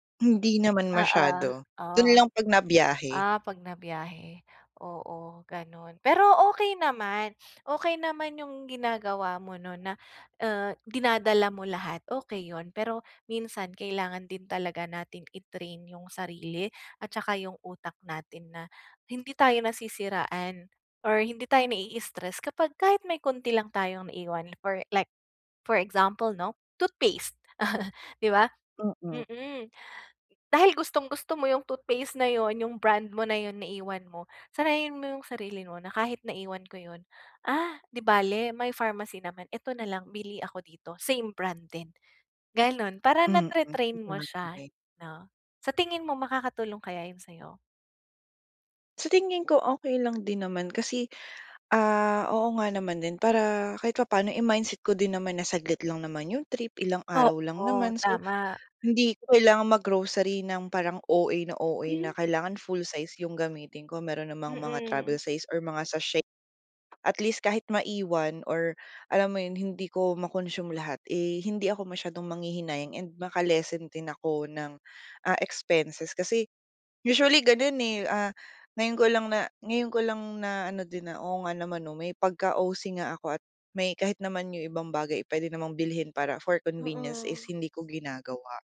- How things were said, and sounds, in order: chuckle; tapping; other noise
- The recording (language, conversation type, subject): Filipino, advice, Paano ko mapapanatili ang pag-aalaga sa sarili at mababawasan ang stress habang naglalakbay?